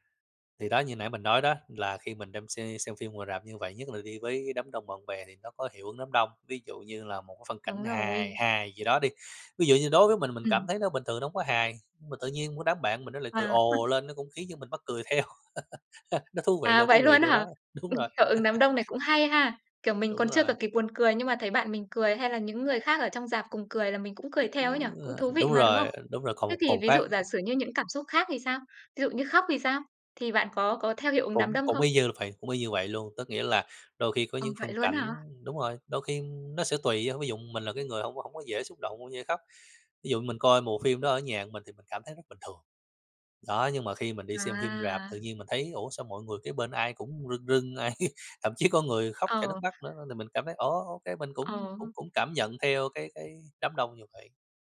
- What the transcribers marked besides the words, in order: tapping; laugh; laughing while speaking: "đúng"; chuckle; other background noise; laughing while speaking: "ai"; chuckle
- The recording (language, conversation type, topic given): Vietnamese, podcast, Sự khác biệt giữa xem phim ở rạp và xem phim ở nhà là gì?